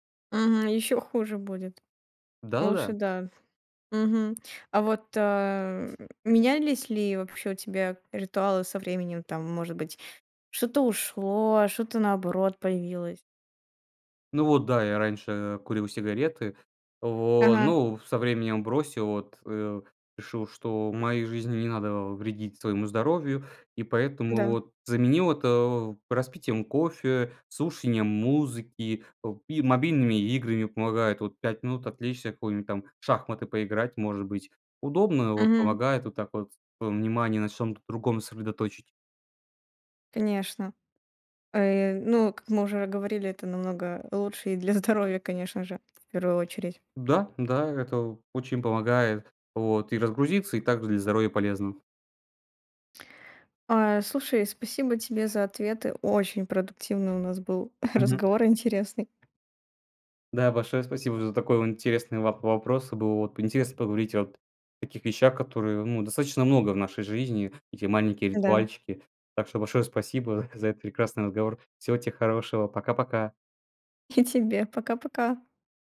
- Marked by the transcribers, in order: tapping; other background noise; laughing while speaking: "для здоровья"; chuckle; laughing while speaking: "И"
- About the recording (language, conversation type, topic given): Russian, podcast, Как маленькие ритуалы делают твой день лучше?